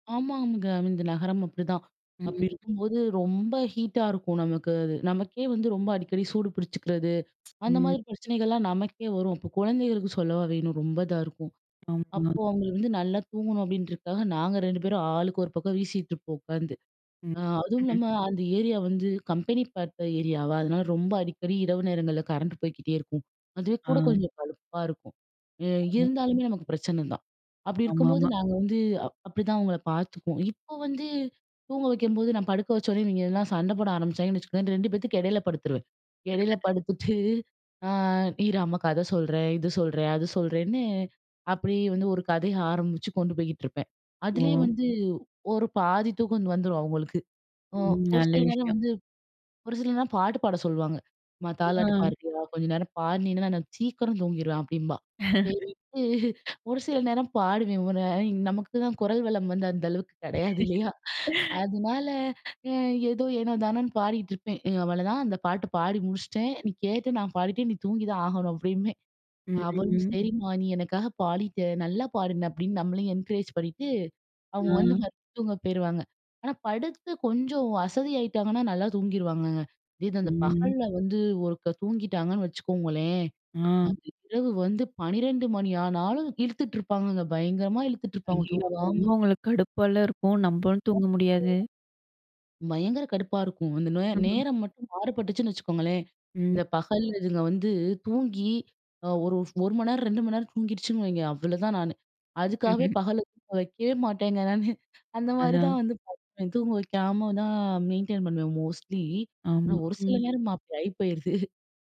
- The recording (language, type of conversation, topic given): Tamil, podcast, இரவுக்குத் தளர்வான ஓய்வு சூழலை நீங்கள் எப்படி ஏற்பாடு செய்கிறீர்கள்?
- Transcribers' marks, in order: other background noise; in English: "ஹீட்டா"; tsk; in English: "கரண்ட்"; other noise; chuckle; chuckle; in English: "என்கரேஜ்"; unintelligible speech; in English: "மெயின்டெயின்"; in English: "மோஸ்ட்லி"; chuckle